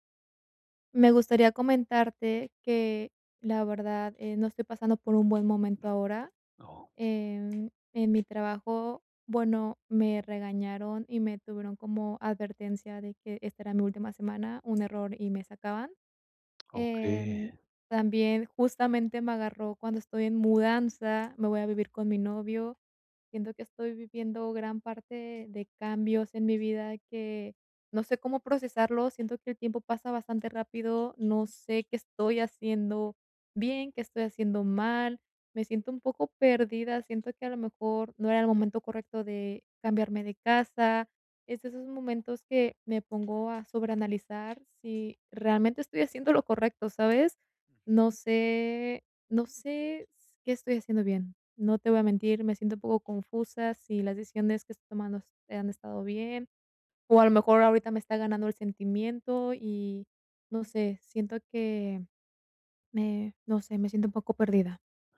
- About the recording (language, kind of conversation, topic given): Spanish, advice, ¿Cómo puedo mantener mi motivación durante un proceso de cambio?
- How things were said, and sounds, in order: tapping; other background noise